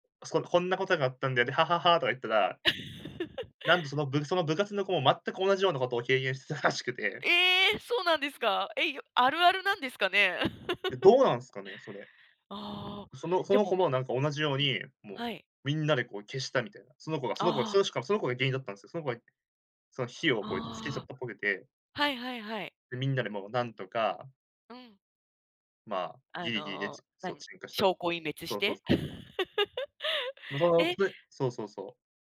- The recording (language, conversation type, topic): Japanese, podcast, 料理でやらかしてしまった面白い失敗談はありますか？
- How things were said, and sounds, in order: chuckle; "経験" said as "軽減"; chuckle; tapping; chuckle